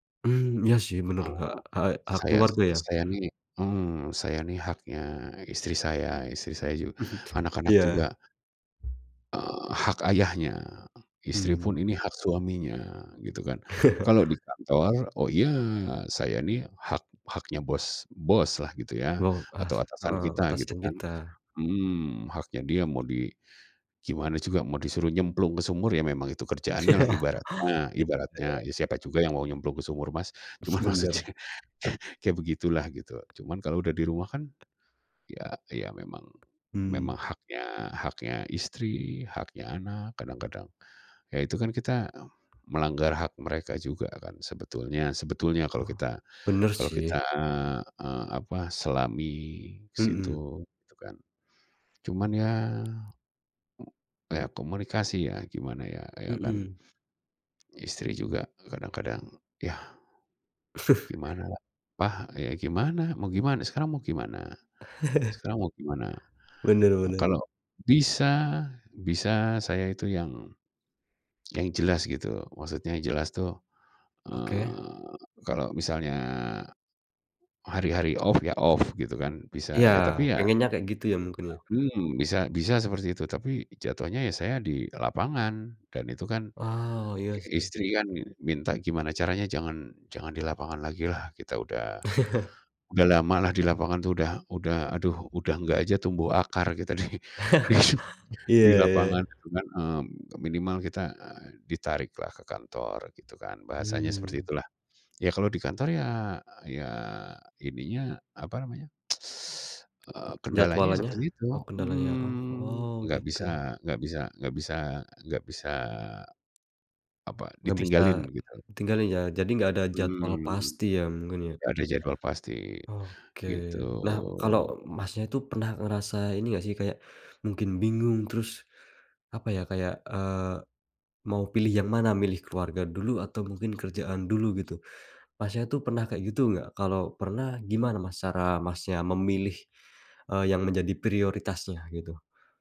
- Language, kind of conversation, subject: Indonesian, podcast, Bagaimana kamu mengatur keseimbangan antara pekerjaan dan kehidupan pribadi?
- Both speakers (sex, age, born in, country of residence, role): male, 25-29, Indonesia, Indonesia, host; male, 40-44, Indonesia, Indonesia, guest
- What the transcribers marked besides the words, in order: chuckle; other background noise; tapping; chuckle; laugh; laughing while speaking: "Cuman maksudnya"; chuckle; chuckle; in English: "off"; in English: "off"; chuckle; laugh; laughing while speaking: "di di"; tsk; teeth sucking; drawn out: "gitu"